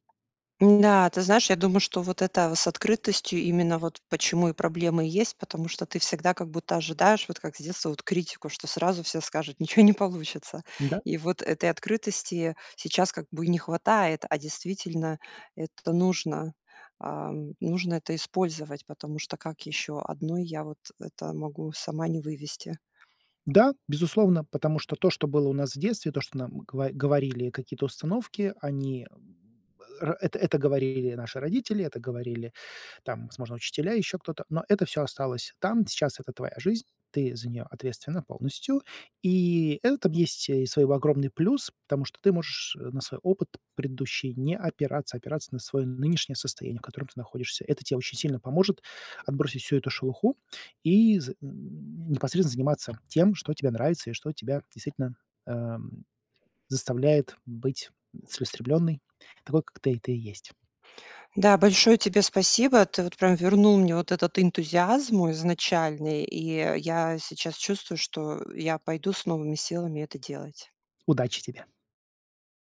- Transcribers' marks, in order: tapping; other background noise
- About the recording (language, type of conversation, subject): Russian, advice, Как вы прокрастинируете из-за страха неудачи и самокритики?